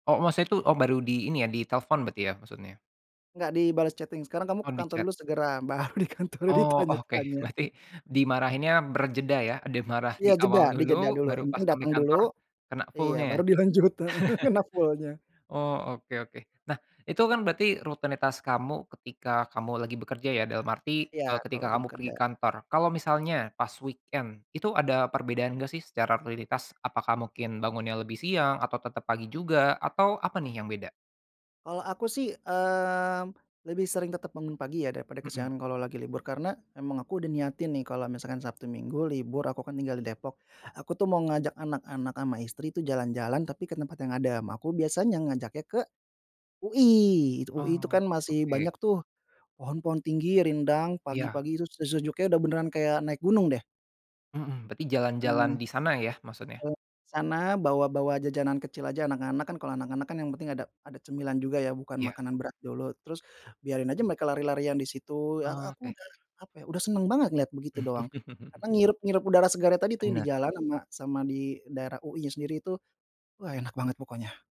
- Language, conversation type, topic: Indonesian, podcast, Apa rutinitas pagi sederhana yang selalu membuat suasana hatimu jadi bagus?
- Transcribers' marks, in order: laughing while speaking: "Baru di kantor ditanya-tanya"; laughing while speaking: "oke"; chuckle; laughing while speaking: "baru dilanjut heeh, kena"; in English: "weekend"; chuckle